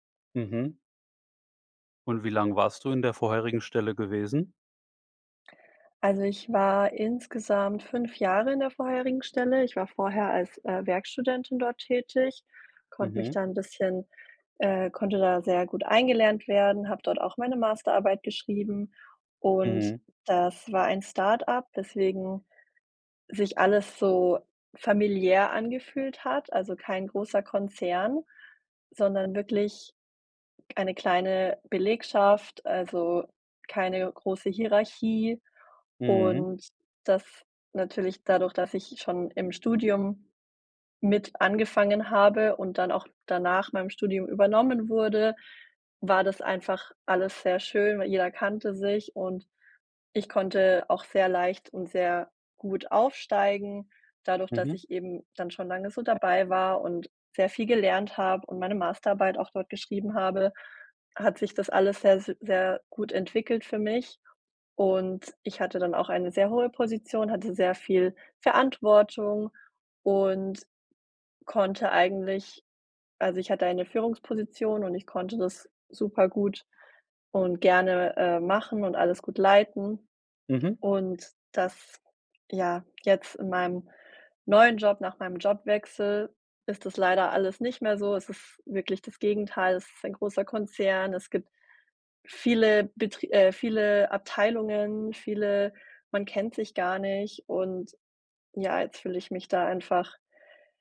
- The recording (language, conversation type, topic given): German, advice, Wie kann ich damit umgehen, dass ich mich nach einem Jobwechsel oder nach der Geburt eines Kindes selbst verloren fühle?
- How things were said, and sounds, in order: none